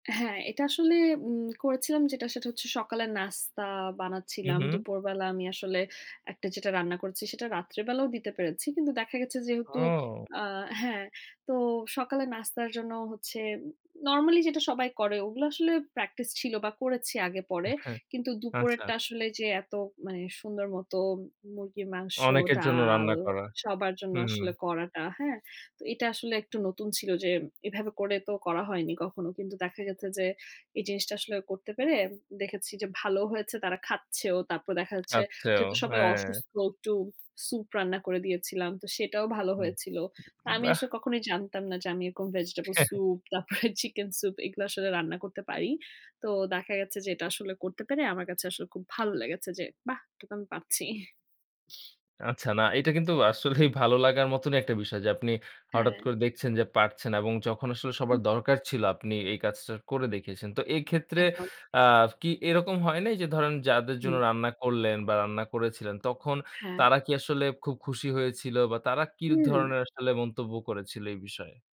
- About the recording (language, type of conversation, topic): Bengali, podcast, কোনো সহজ কাজ করতে গিয়ে কি কখনও আপনি নিজের কোনো গোপন প্রতিভা আবিষ্কার করেছেন?
- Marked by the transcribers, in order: in English: "practice"; other background noise; tapping; "আচ্ছা" said as "আচ্চাও"; chuckle